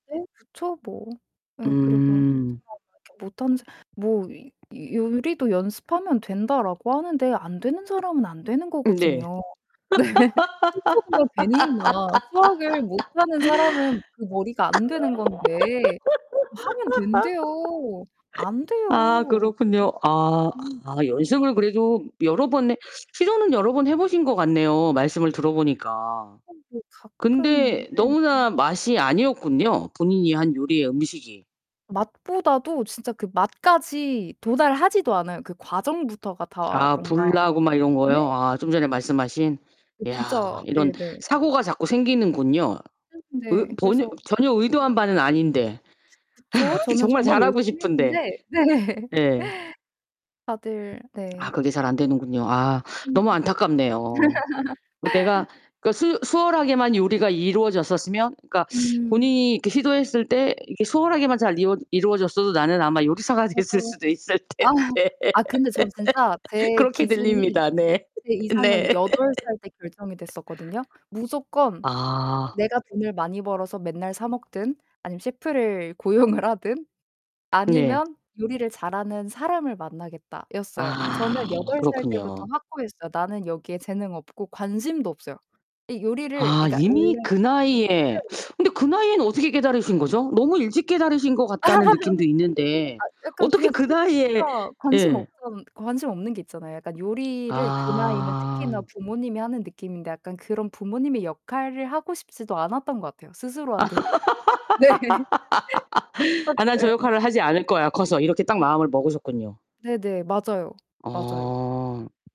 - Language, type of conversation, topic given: Korean, podcast, 배달앱 사용이 우리 삶을 어떻게 바꿨나요?
- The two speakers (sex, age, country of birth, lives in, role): female, 25-29, South Korea, Malta, guest; female, 45-49, South Korea, United States, host
- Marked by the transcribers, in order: tapping; unintelligible speech; other background noise; laugh; laughing while speaking: "네"; unintelligible speech; distorted speech; unintelligible speech; laugh; laughing while speaking: "네"; laugh; laughing while speaking: "있을 텐데"; laugh; laughing while speaking: "네. 네"; laugh; background speech; laugh; laugh; laugh; unintelligible speech; unintelligible speech